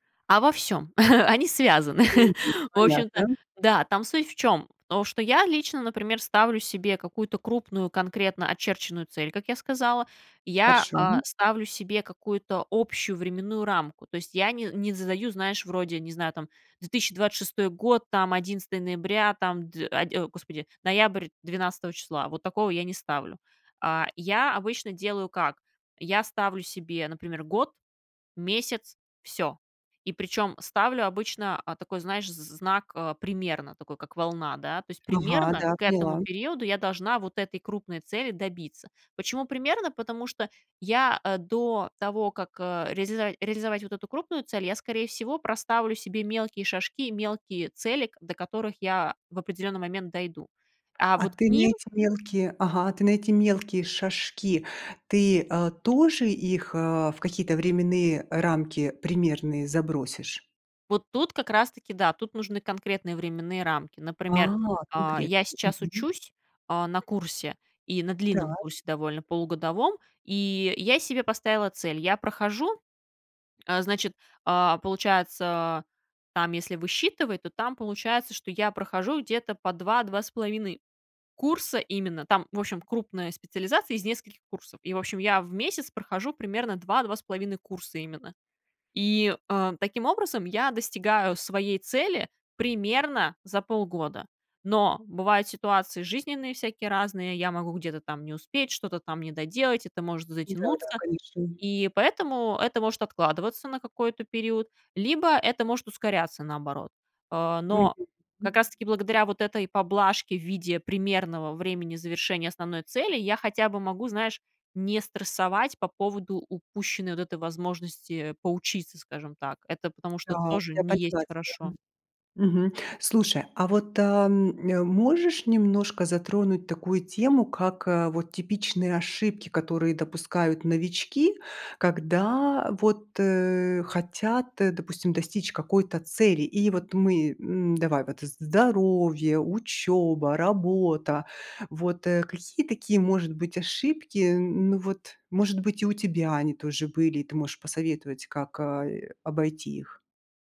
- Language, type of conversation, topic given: Russian, podcast, Какие простые практики вы бы посоветовали новичкам?
- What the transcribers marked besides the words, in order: chuckle; tapping; other background noise